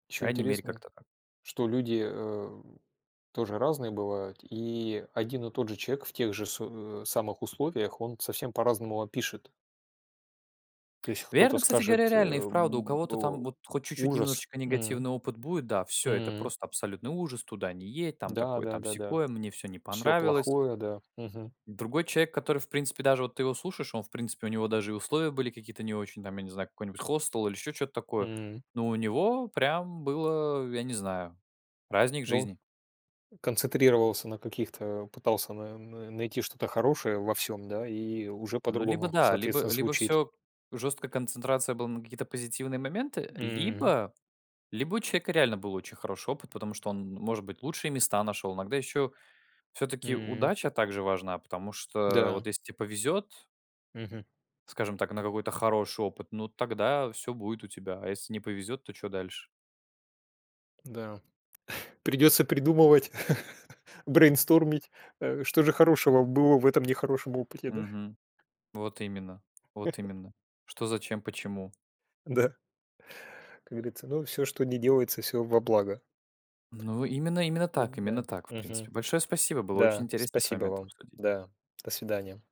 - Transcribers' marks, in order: tapping; chuckle; in English: "брейнстормить"; chuckle; other background noise
- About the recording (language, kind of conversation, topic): Russian, unstructured, Куда бы вы поехали в следующий отпуск и почему?